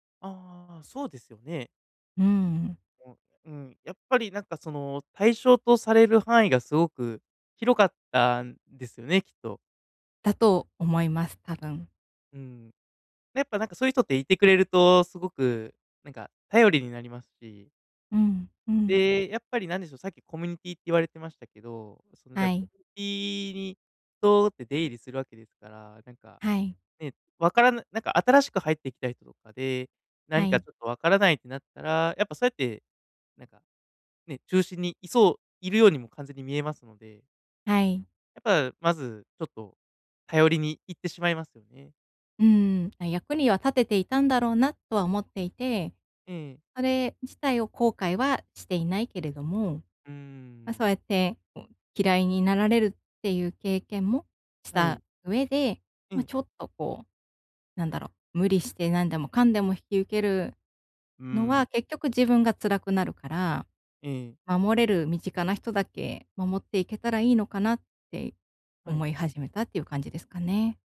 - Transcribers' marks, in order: other background noise; tapping
- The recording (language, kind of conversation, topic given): Japanese, advice, 人にNOと言えず負担を抱え込んでしまうのは、どんな場面で起きますか？